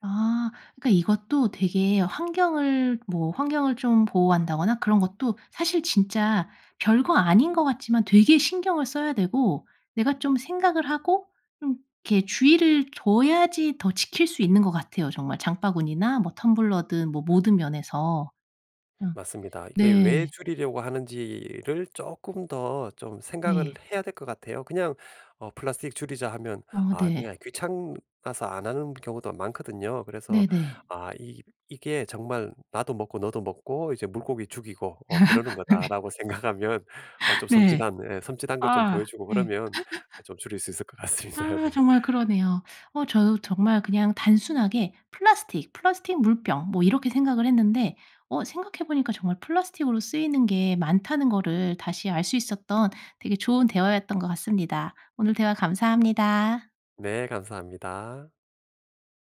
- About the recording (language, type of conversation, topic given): Korean, podcast, 플라스틱 사용을 줄이는 가장 쉬운 방법은 무엇인가요?
- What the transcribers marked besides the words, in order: tapping; other background noise; laugh; laughing while speaking: "네"; laughing while speaking: "생각하면"; laugh; laugh; laughing while speaking: "같습니다"